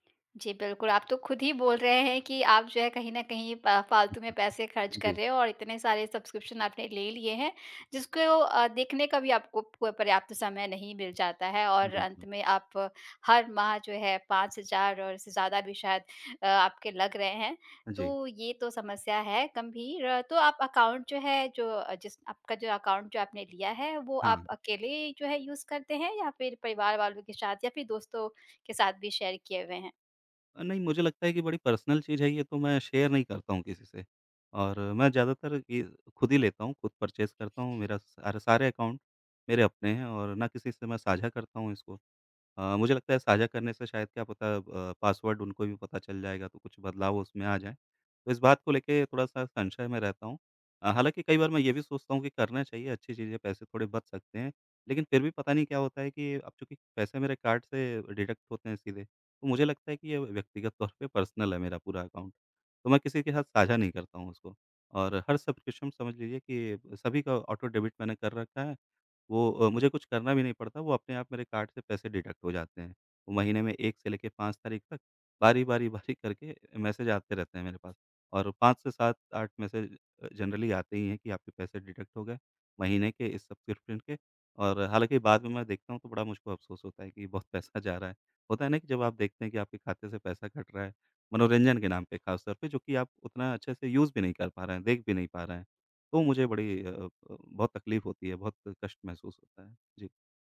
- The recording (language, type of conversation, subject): Hindi, advice, कई सब्सक्रिप्शन में फँसे रहना और कौन-कौन से काटें न समझ पाना
- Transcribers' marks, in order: chuckle; tapping; in English: "अकाउंट"; in English: "अकाउंट"; in English: "यूज़"; in English: "शेयर"; in English: "पर्सनल"; in English: "शेयर"; in English: "परचेज़"; in English: "अकाउंट"; in English: "डिडक्ट"; laughing while speaking: "तौर पे पर्सनल है"; in English: "पर्सनल"; in English: "अकाउंट"; in English: "डिडक्ट"; laughing while speaking: "बारी"; in English: "अ, जनरली"; in English: "डिडक्ट"; laughing while speaking: "बहुत पैसा जा रहा"; in English: "यूज़"